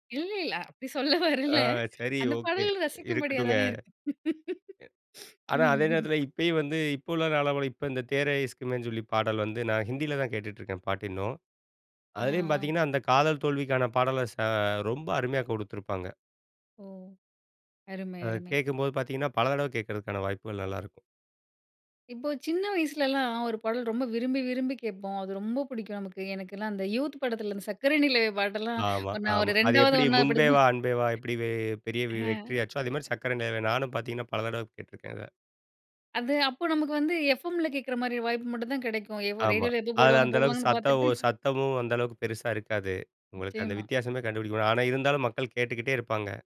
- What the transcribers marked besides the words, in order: laughing while speaking: "இல்ல இல்ல. அப்டி சொல்ல வரல … இருக்கு. ம், ம்"; other noise; laughing while speaking: "அந்த யூத் படத்துல அந்த சக்கர … ஒண்ணாவது படிக்கும் போது"; laughing while speaking: "எவோ ரேடியோல எப்போ போடுவாங்க போடுவாங்கன்னு பார்த்துட்டு"
- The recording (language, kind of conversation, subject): Tamil, podcast, ஒரு பாடல் உங்களை எப்படி மனதளவில் தொடுகிறது?